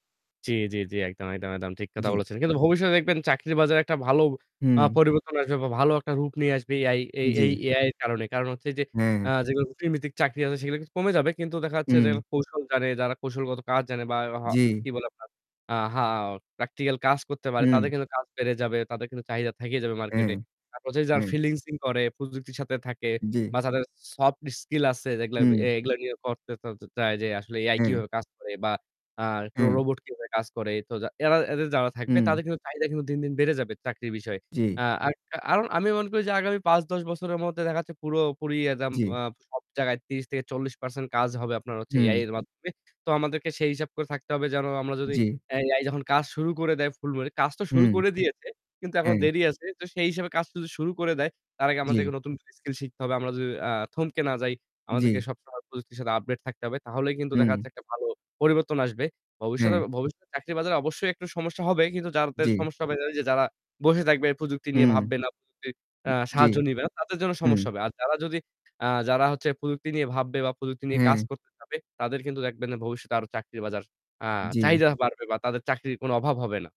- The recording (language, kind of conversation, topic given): Bengali, unstructured, কৃত্রিম বুদ্ধিমত্তা কি মানুষের চাকরিকে হুমকির মুখে ফেলে?
- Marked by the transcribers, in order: static; distorted speech; "থেকে" said as "থাইকে"; "ফ্রিলান্সিং" said as "ফিলিংসিং"; tapping; "যাদের" said as "যারদের"